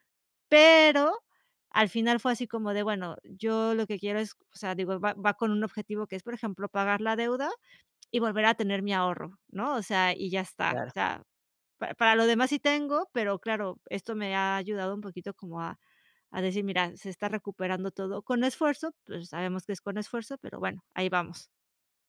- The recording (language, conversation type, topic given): Spanish, podcast, ¿Cómo decides entre disfrutar hoy o ahorrar para el futuro?
- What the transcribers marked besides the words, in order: none